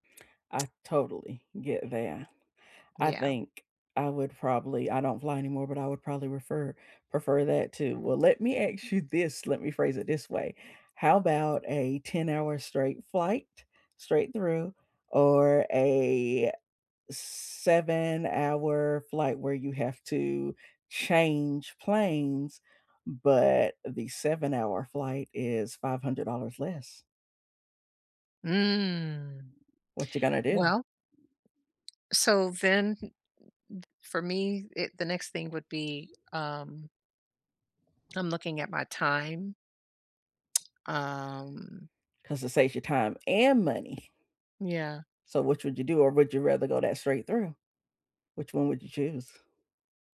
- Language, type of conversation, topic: English, unstructured, Is it better to fly for vacations, or to choose closer trips and skip long flights?
- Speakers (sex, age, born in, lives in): female, 45-49, United States, United States; female, 55-59, United States, United States
- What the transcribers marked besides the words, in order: other background noise; tapping; stressed: "and"